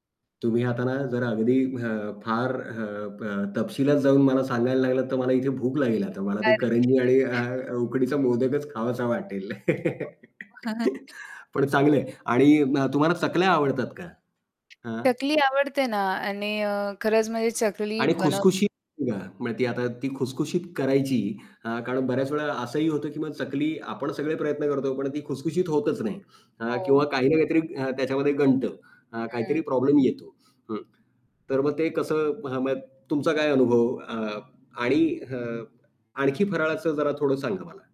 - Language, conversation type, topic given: Marathi, podcast, तुम्ही गावातल्या एखाद्या उत्सवात सहभागी झाल्याची गोष्ट सांगाल का?
- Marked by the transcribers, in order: static; unintelligible speech; chuckle; laugh; other background noise; distorted speech; tapping